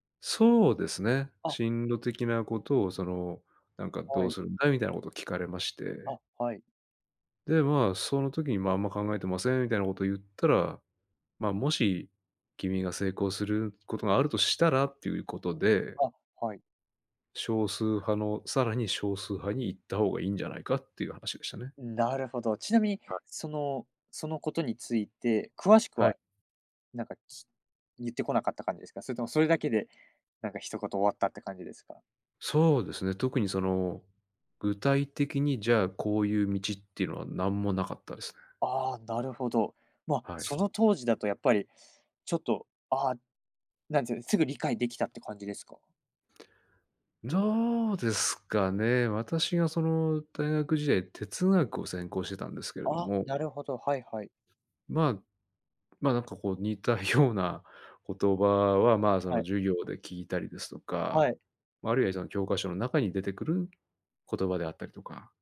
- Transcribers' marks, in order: none
- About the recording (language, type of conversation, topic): Japanese, podcast, 誰かの一言で人生が変わった経験はありますか？
- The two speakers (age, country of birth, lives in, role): 20-24, United States, Japan, host; 45-49, Japan, Japan, guest